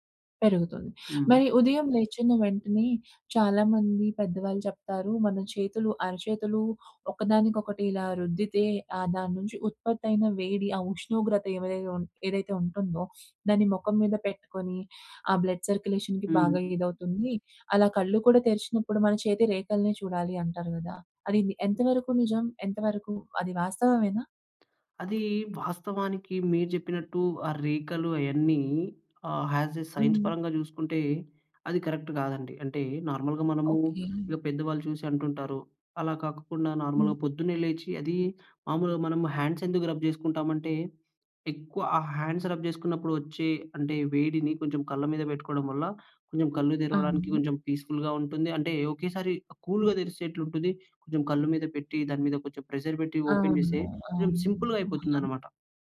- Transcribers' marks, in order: in English: "బ్లడ్ సర్క్యులేషన్‍కి"; other background noise; in English: "యాజ్ ఎ సైన్స్"; in English: "కరెక్ట్"; in English: "నార్మల్‍గా"; in English: "నార్మల్‍గా"; in English: "హ్యాండ్స్"; in English: "రబ్"; in English: "హ్యాండ్స్ రబ్"; in English: "పీస్‌ఫుల్‍గా"; in English: "కూల్‌గా"; in English: "ప్రెషర్"; in English: "ఓపెన్"; in English: "సింపుల్‌గా"
- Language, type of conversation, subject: Telugu, podcast, మీ కుటుంబం ఉదయం ఎలా సిద్ధమవుతుంది?